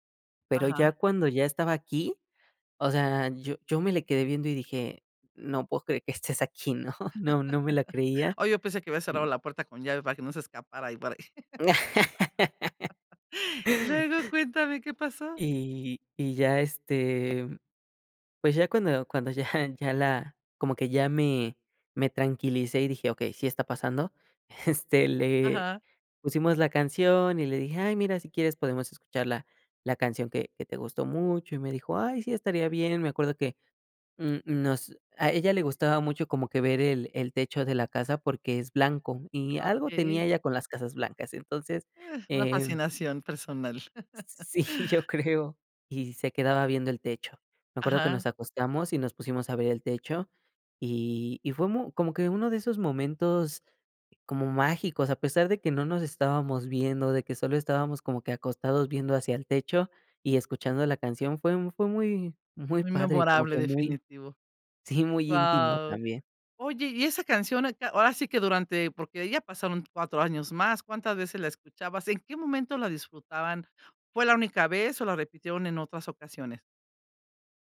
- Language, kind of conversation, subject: Spanish, podcast, ¿Qué canción asocias con tu primer amor?
- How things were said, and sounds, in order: chuckle; laughing while speaking: "¿no?"; laugh; laughing while speaking: "Luego cuéntame, ¿qué pasó?"; laughing while speaking: "ya"; laughing while speaking: "este"; laughing while speaking: "Sí, yo creo"; chuckle